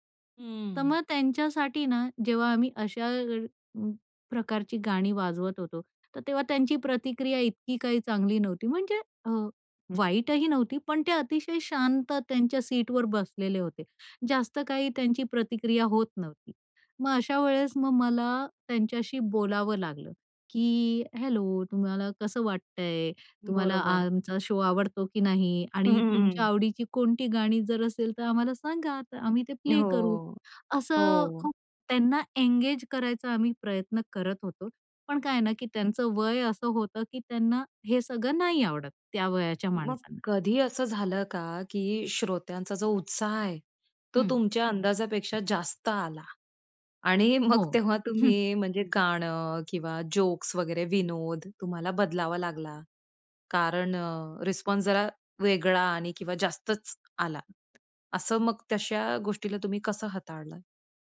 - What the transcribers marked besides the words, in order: in English: "शो"; laugh
- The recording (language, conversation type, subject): Marathi, podcast, लाईव्ह शोमध्ये श्रोत्यांचा उत्साह तुला कसा प्रभावित करतो?